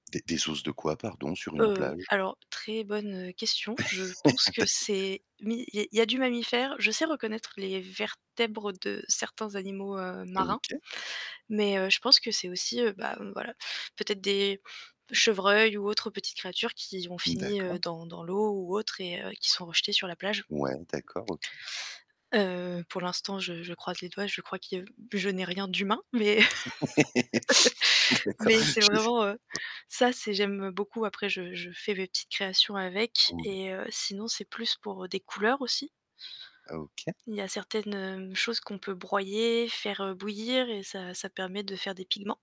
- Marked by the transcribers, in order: static; laugh; other background noise; mechanical hum; tapping; laugh; laughing while speaking: "D'accord, je le"; laugh; unintelligible speech; unintelligible speech
- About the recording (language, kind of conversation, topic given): French, podcast, Comment trouves-tu de l’inspiration au quotidien, honnêtement ?